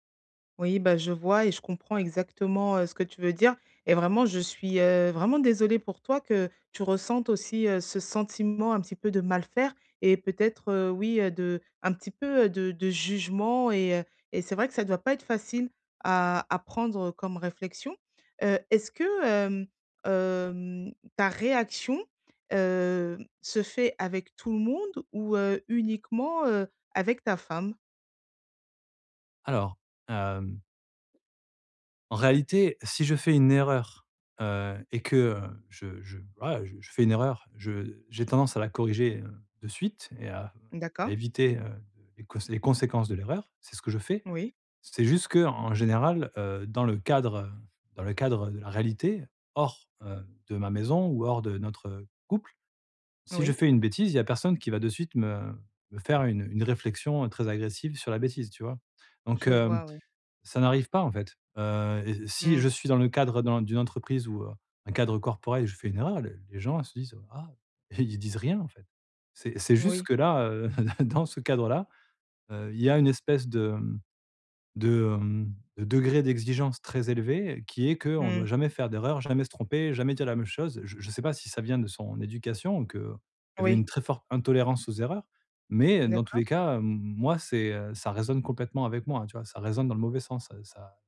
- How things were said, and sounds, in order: chuckle
- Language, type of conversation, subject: French, advice, Comment arrêter de m’enfoncer après un petit faux pas ?
- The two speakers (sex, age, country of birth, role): female, 35-39, France, advisor; male, 40-44, France, user